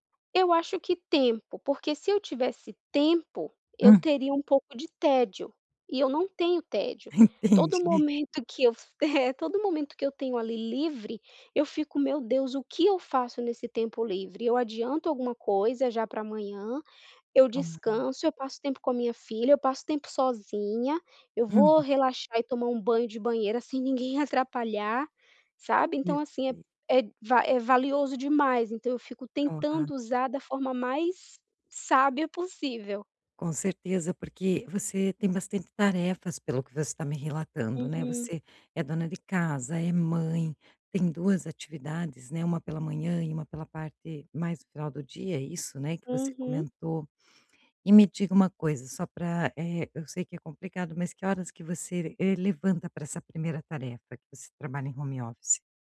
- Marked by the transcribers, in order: tapping; laughing while speaking: "Entendi"; chuckle; unintelligible speech
- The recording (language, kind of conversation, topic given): Portuguese, advice, Por que eu sempre adio começar a praticar atividade física?